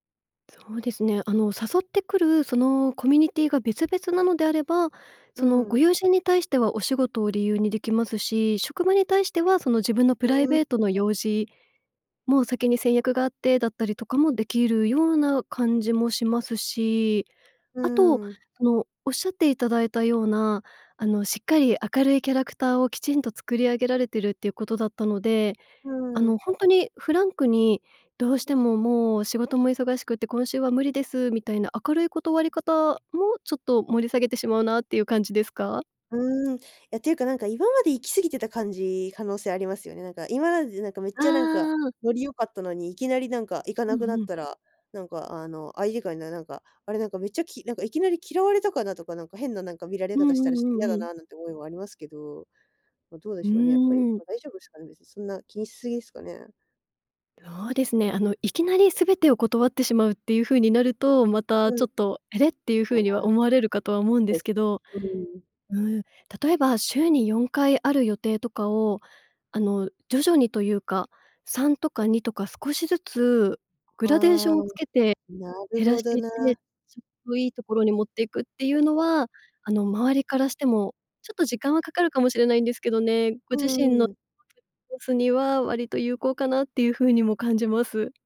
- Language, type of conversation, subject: Japanese, advice, 誘いを断れずにストレスが溜まっている
- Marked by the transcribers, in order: unintelligible speech